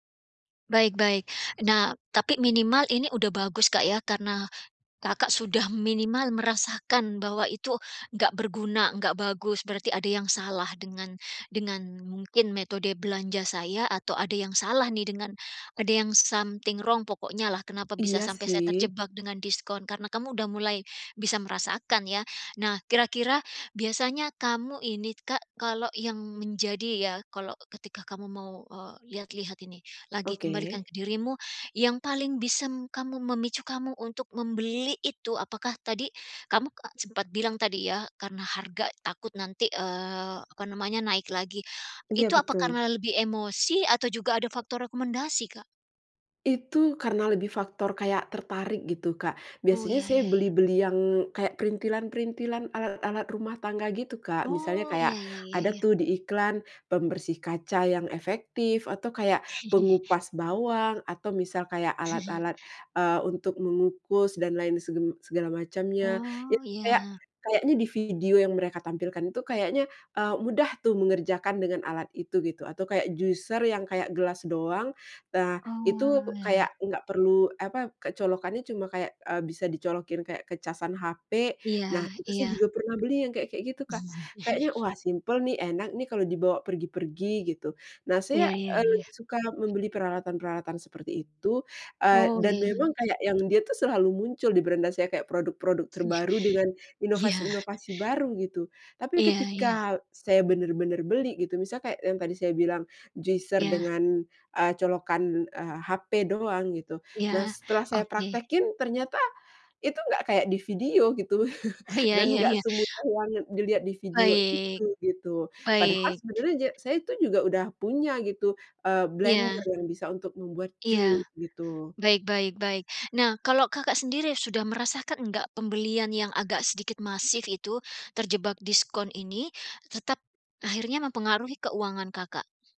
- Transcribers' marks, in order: in English: "something wrong"; other background noise; chuckle; chuckle; in English: "juicer"; chuckle; laughing while speaking: "Iya. Iya"; in English: "juicer"; chuckle
- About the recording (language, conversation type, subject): Indonesian, advice, Pernahkah Anda terjebak diskon besar padahal sebenarnya tidak membutuhkan barang tersebut?